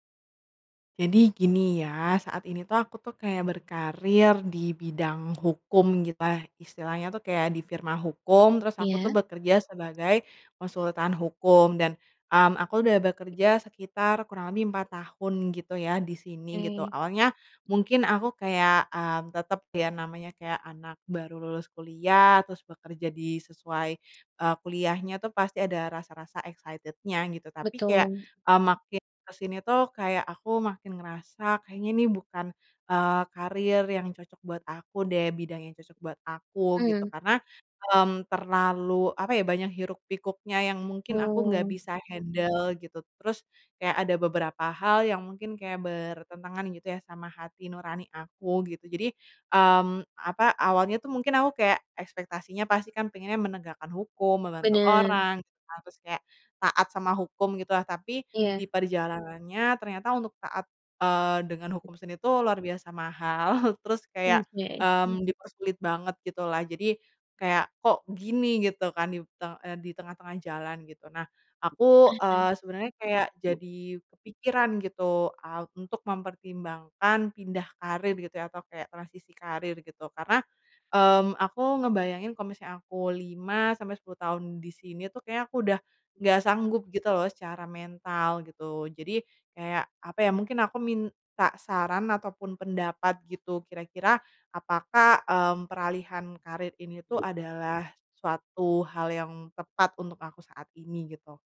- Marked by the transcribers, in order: tapping; in English: "excited-nya"; other background noise; chuckle; background speech
- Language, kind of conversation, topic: Indonesian, advice, Mengapa Anda mempertimbangkan beralih karier di usia dewasa?